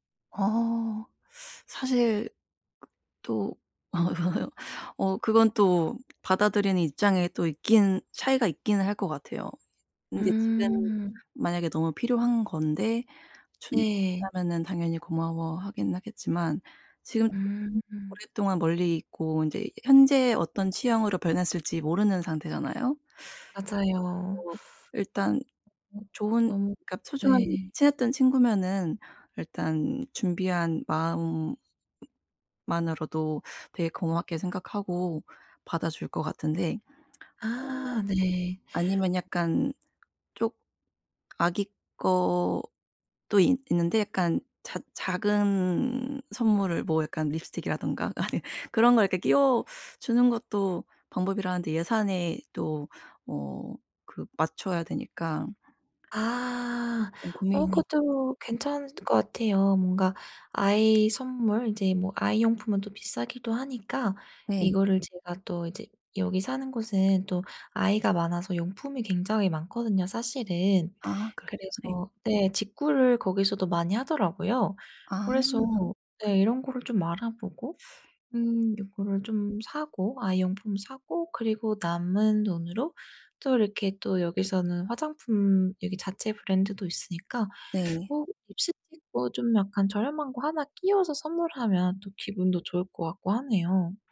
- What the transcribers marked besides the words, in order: teeth sucking; tapping; laugh; other background noise; teeth sucking
- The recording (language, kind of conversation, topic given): Korean, advice, 친구 생일 선물을 예산과 취향에 맞춰 어떻게 고르면 좋을까요?